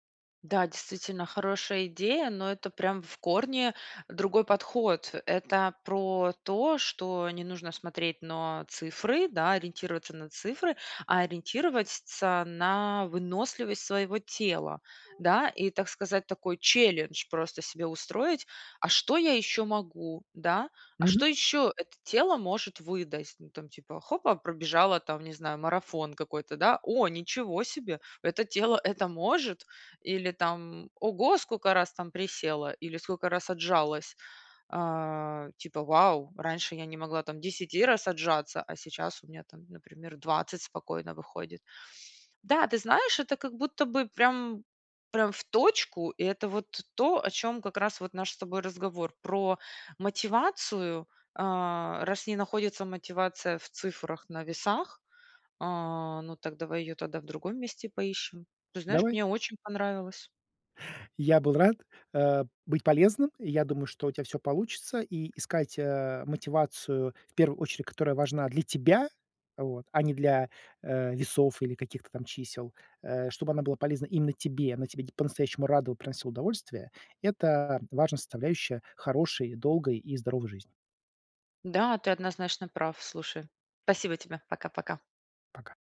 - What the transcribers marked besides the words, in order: other background noise; "выдать" said as "выдасть"; surprised: "О, ничего себе! Это тело это может?"
- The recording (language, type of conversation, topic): Russian, advice, Как поставить реалистичную и достижимую цель на год, чтобы не терять мотивацию?